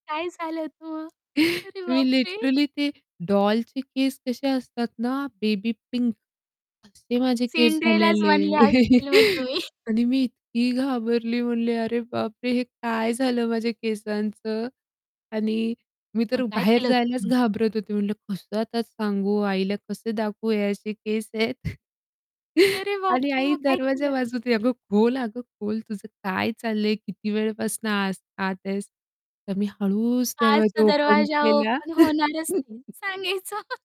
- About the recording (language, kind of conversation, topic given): Marathi, podcast, फॅशनचे प्रवाह पाळावेत की स्वतःची शैली घडवावी, तुमचं काय मत आहे?
- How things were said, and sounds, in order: tapping; static; chuckle; laughing while speaking: "अरे बाप रे!"; in English: "लिटरली"; chuckle; laughing while speaking: "तुम्ही"; distorted speech; chuckle; joyful: "अरे बाप रे!"; other background noise; in English: "ओपन"; in English: "ओपन"; chuckle; laughing while speaking: "सांगायच"